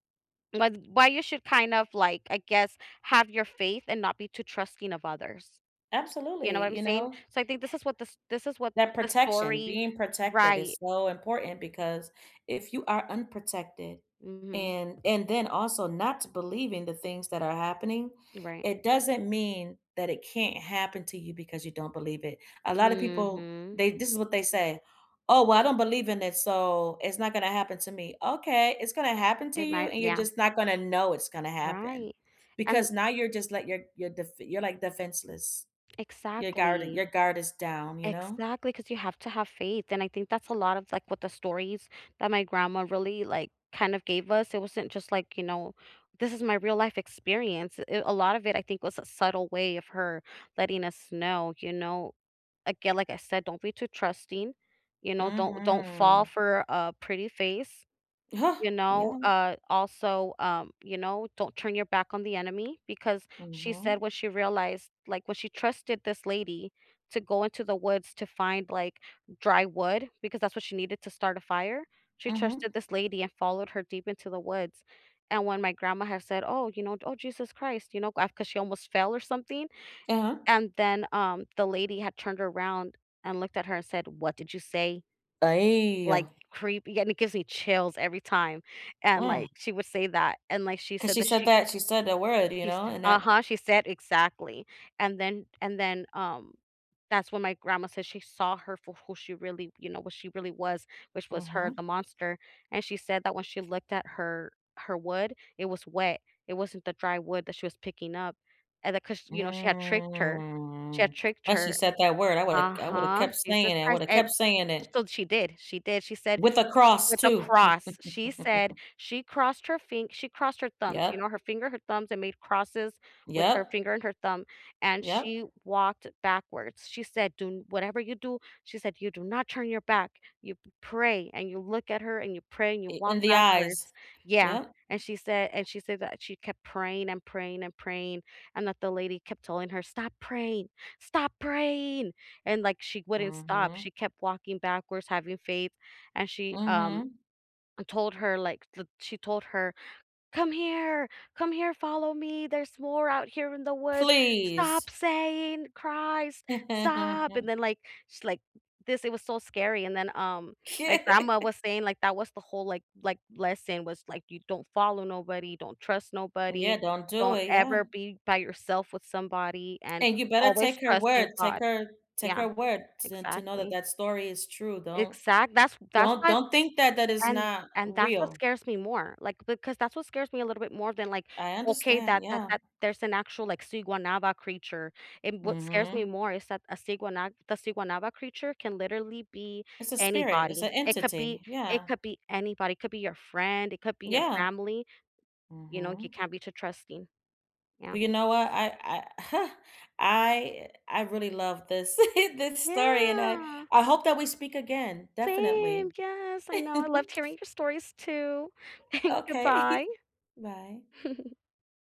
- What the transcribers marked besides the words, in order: tapping; other background noise; stressed: "know"; drawn out: "Mhm"; laughing while speaking: "Uh-huh"; drawn out: "Mm"; chuckle; put-on voice: "Come here! Come here, follow … saying Christ! Stop!"; laugh; laugh; in Spanish: "Siguanaba"; in Spanish: "Siguanaba"; laugh; laugh; drawn out: "Yeah"; laugh; giggle; chuckle; giggle
- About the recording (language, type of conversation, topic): English, unstructured, What’s a story or song that made you feel something deeply?
- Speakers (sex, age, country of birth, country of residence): female, 35-39, United States, United States; female, 35-39, United States, United States